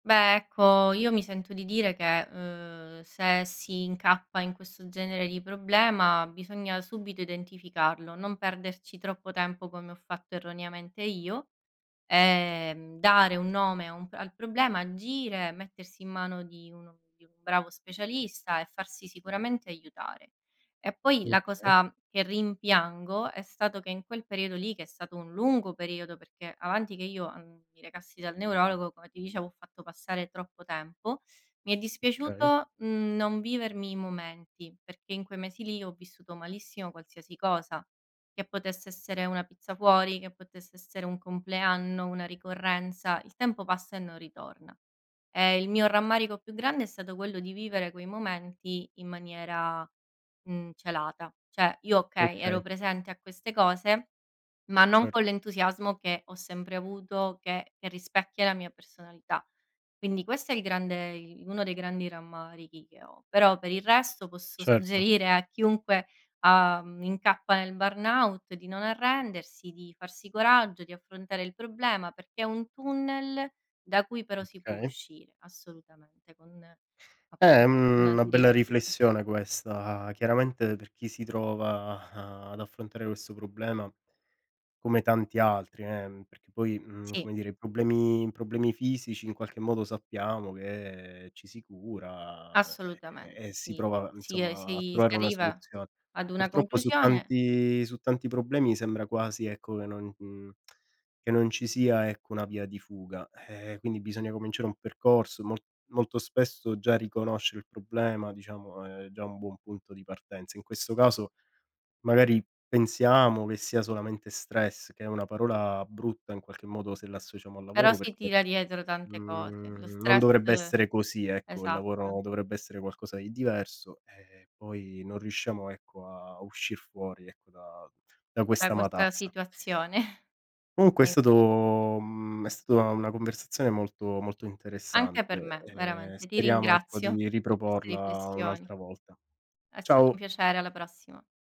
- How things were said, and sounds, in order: stressed: "lungo"; other background noise; "Cioè" said as "ceh"; in English: "burnout"; tapping; chuckle
- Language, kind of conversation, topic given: Italian, podcast, Hai mai vissuto un esaurimento da stress e come l’hai affrontato?